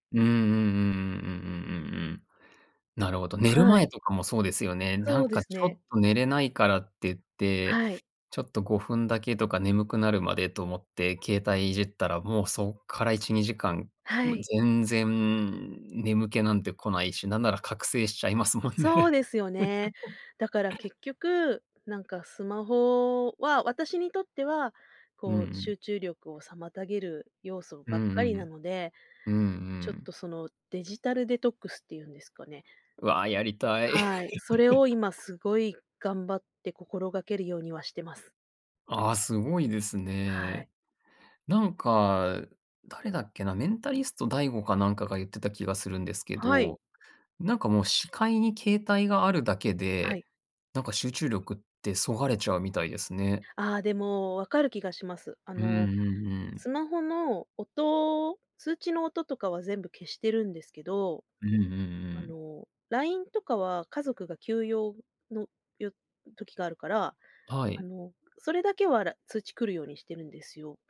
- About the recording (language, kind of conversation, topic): Japanese, podcast, スマホは集中力にどのような影響を与えますか？
- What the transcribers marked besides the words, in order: laughing while speaking: "もんね"; laugh; laugh